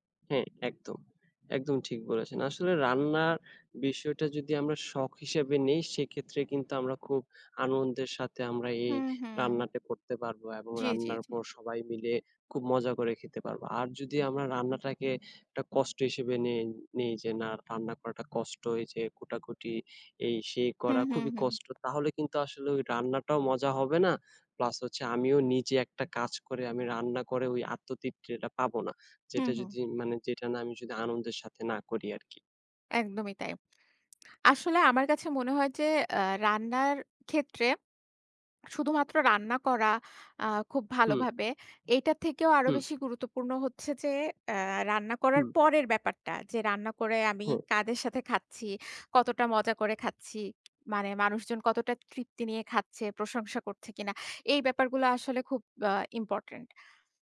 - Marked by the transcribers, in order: other background noise; "খুব" said as "কুব"; tapping
- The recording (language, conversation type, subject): Bengali, unstructured, আপনি কি কখনও রান্নায় নতুন কোনো রেসিপি চেষ্টা করেছেন?
- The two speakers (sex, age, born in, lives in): female, 45-49, Bangladesh, Bangladesh; male, 20-24, Bangladesh, Bangladesh